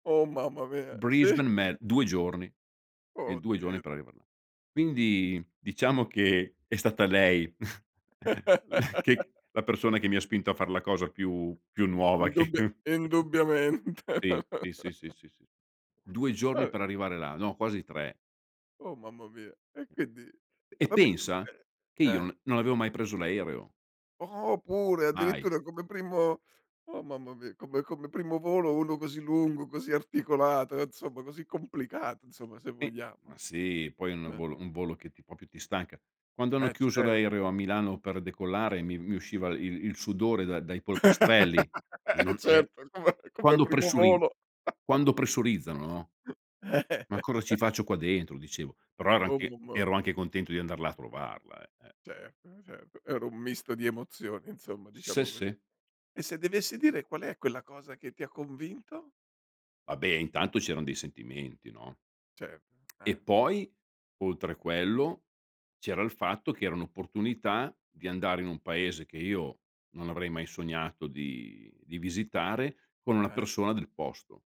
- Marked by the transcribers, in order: put-on voice: "Brisbane"; laughing while speaking: "sì"; chuckle; laughing while speaking: "la"; laugh; chuckle; laughing while speaking: "indubbiamente"; laugh; "cioè" said as "ceh"; "proprio" said as "propio"; laugh; laughing while speaking: "Eh certo, come"; chuckle; unintelligible speech; "dovessi" said as "devessi"
- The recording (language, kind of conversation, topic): Italian, podcast, Quale persona che hai incontrato ti ha spinto a provare qualcosa di nuovo?